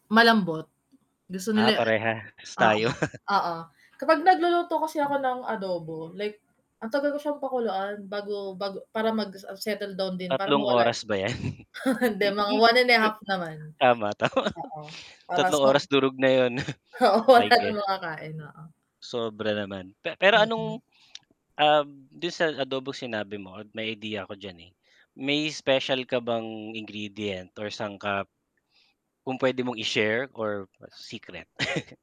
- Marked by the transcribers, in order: tapping; other background noise; chuckle; chuckle; mechanical hum; laugh; chuckle; static; sniff; laughing while speaking: "Oo wala ng"; distorted speech; lip smack; chuckle
- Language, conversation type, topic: Filipino, unstructured, Kung magkakaroon ka ng pagkakataong magluto para sa isang espesyal na tao, anong ulam ang ihahanda mo?